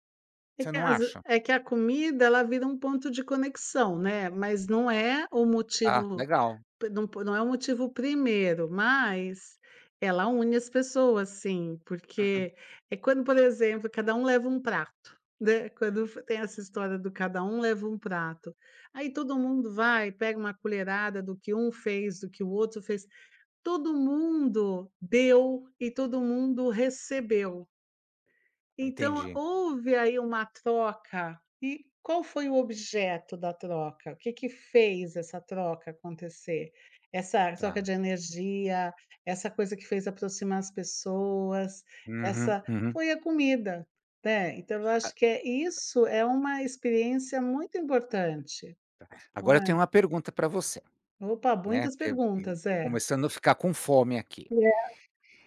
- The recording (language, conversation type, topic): Portuguese, unstructured, Você já percebeu como a comida une as pessoas em festas e encontros?
- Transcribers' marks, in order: other background noise